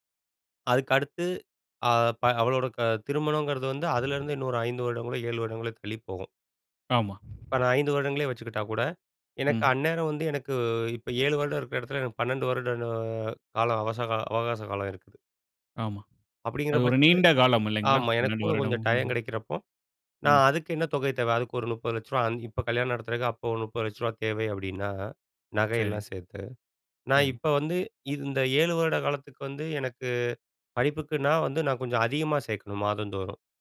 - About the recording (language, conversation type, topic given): Tamil, podcast, ஒரு நீண்டகால திட்டத்தை தொடர்ந்து செய்ய நீங்கள் உங்களை எப்படி ஊக்கமுடன் வைத்துக்கொள்வீர்கள்?
- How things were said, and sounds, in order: other noise; tapping